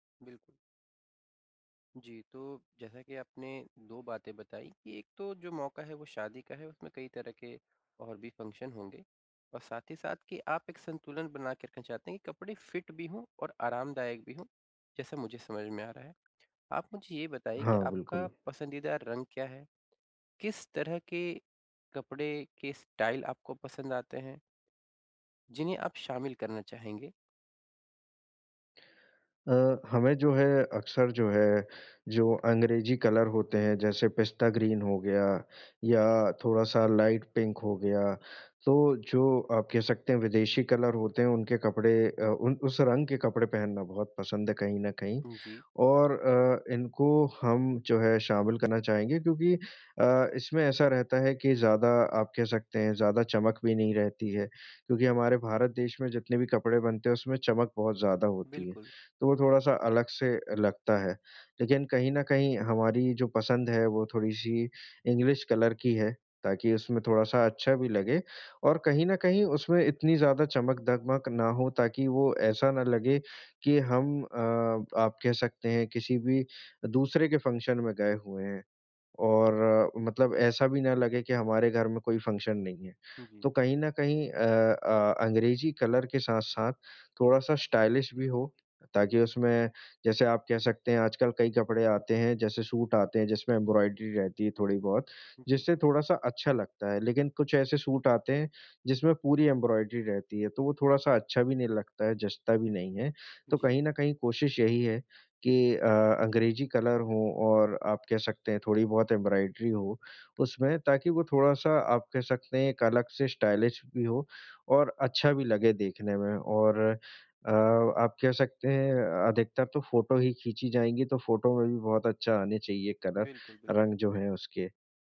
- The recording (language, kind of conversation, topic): Hindi, advice, किसी खास मौके के लिए कपड़े और पहनावा चुनते समय दुविधा होने पर मैं क्या करूँ?
- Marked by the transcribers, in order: in English: "फिट"; tapping; in English: "स्टाइल"; in English: "कलर"; in English: "ग्रीन"; in English: "लाइट पिंक"; in English: "कलर"; in English: "कलर"; in English: "फंक्शन"; in English: "फंक्शन"; in English: "कलर"; in English: "स्टाइलिश"; in English: "एम्ब्रॉयडरी"; in English: "एम्ब्रॉयडरी"; in English: "कलर"; in English: "एम्ब्रॉयडरी"; in English: "स्टाइलिश"; in English: "कलर"